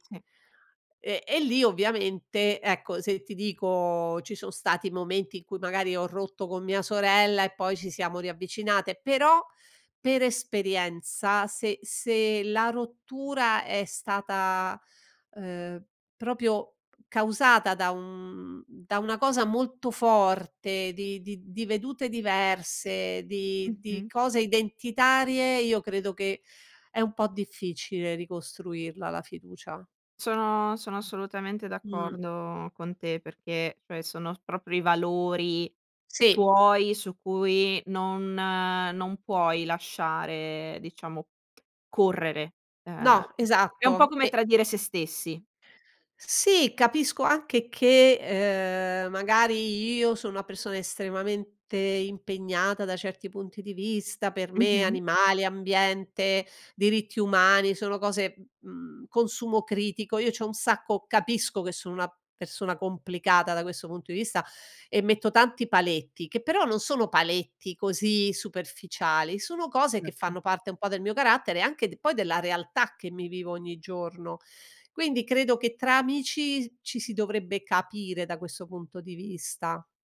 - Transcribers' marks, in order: "proprio" said as "propio"; other background noise
- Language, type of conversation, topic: Italian, podcast, Come si può ricostruire la fiducia dopo un conflitto?